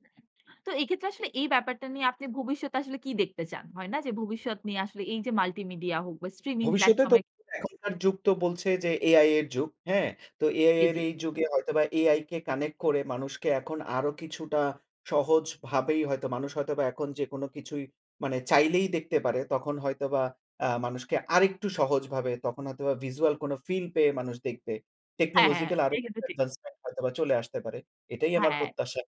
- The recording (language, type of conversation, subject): Bengali, podcast, স্ট্রিমিং প্ল্যাটফর্ম কি সিনেমা দেখার অভিজ্ঞতা বদলে দিয়েছে?
- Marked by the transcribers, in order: other background noise; in English: "multimedia"; in English: "streaming platform"; in English: "connect"; in English: "visual"; in English: "Technological"; in English: "advancement"